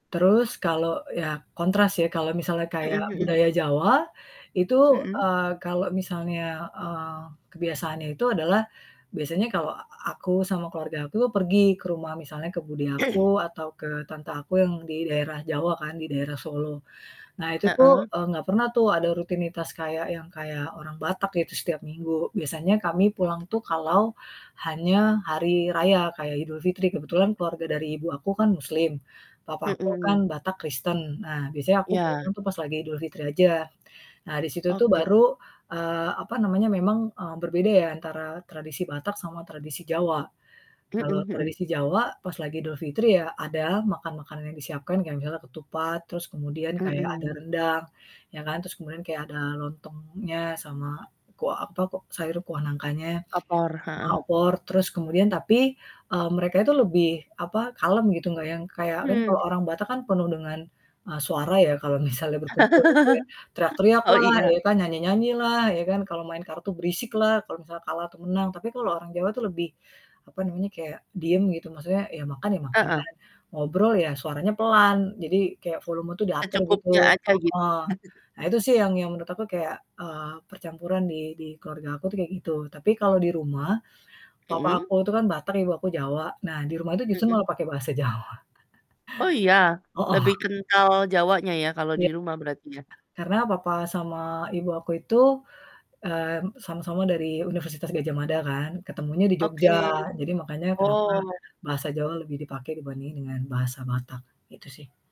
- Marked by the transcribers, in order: static; other background noise; throat clearing; distorted speech; laughing while speaking: "misalnya"; tapping; laugh; laughing while speaking: "Oh iya"; chuckle; laughing while speaking: "bahasa Jawa. Hooh"; chuckle
- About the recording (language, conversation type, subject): Indonesian, podcast, Apa yang membantu seseorang merasa di rumah saat hidup dalam dua budaya?